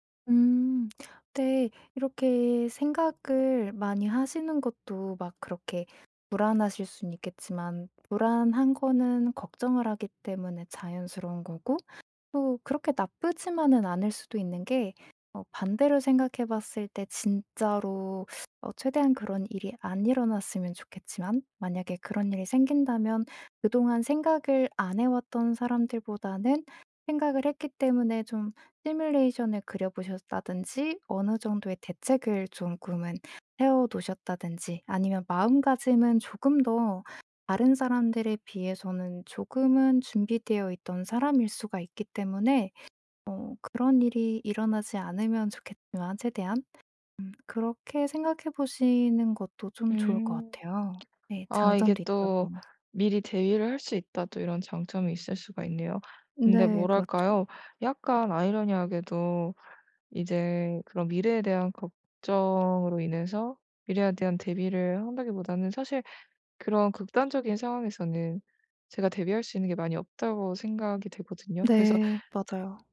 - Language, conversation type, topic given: Korean, advice, 정보 과부하와 불확실성에 대한 걱정
- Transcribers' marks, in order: other background noise; tapping; teeth sucking; lip smack